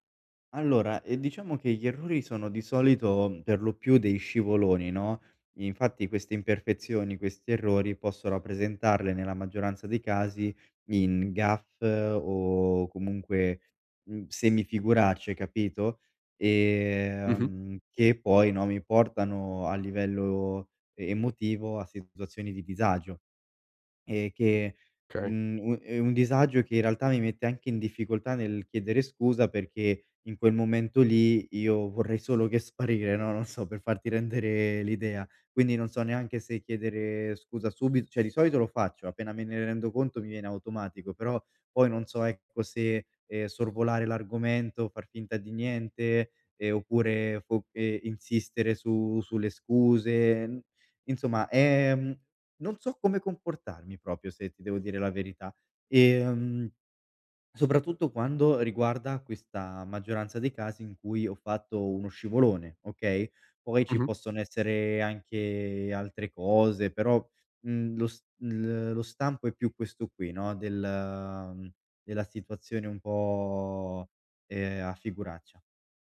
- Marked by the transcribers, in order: "degli" said as "dei"; "Okay" said as "Kay"; "Cioè" said as "ceh"
- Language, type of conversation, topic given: Italian, advice, Come posso accettare i miei errori nelle conversazioni con gli altri?